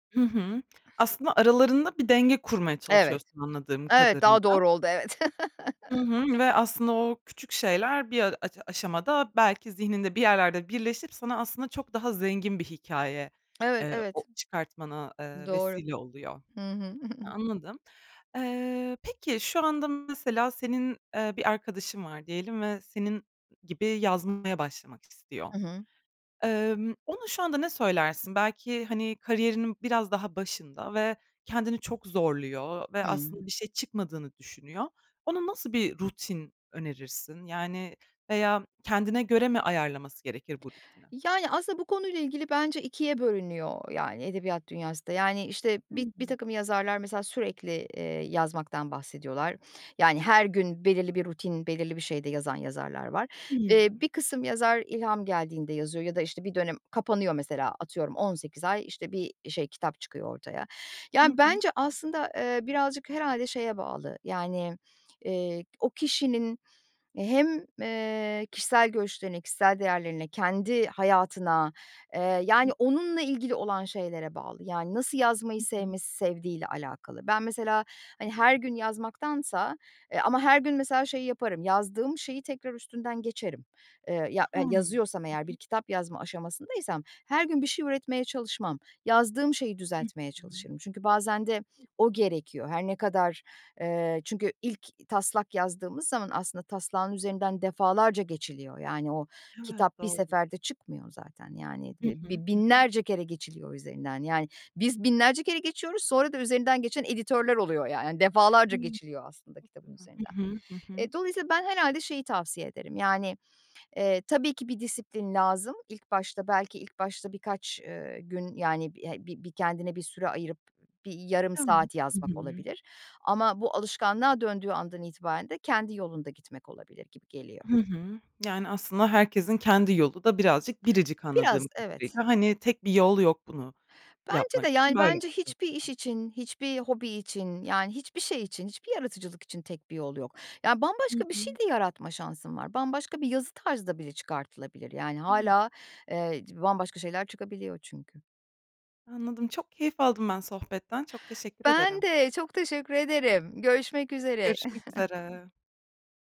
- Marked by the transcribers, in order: other background noise; chuckle; chuckle; tapping; unintelligible speech; unintelligible speech; chuckle
- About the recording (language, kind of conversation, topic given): Turkish, podcast, Günlük rutin yaratıcılığı nasıl etkiler?